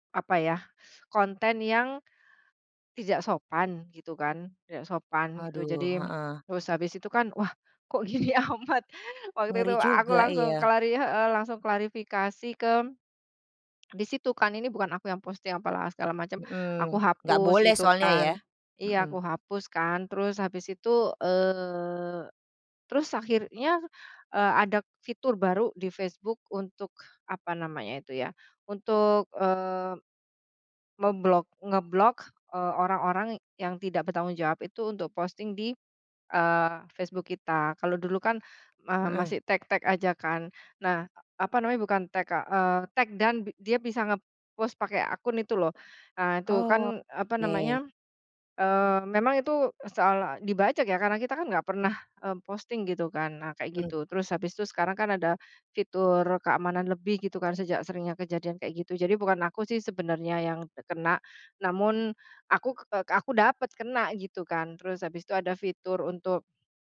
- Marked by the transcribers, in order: laughing while speaking: "gini amat"; swallow; other background noise; tapping; in English: "take-take"; in English: "take"; in English: "take down"
- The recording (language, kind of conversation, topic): Indonesian, podcast, Bagaimana kamu menentukan apa yang aman untuk dibagikan di internet?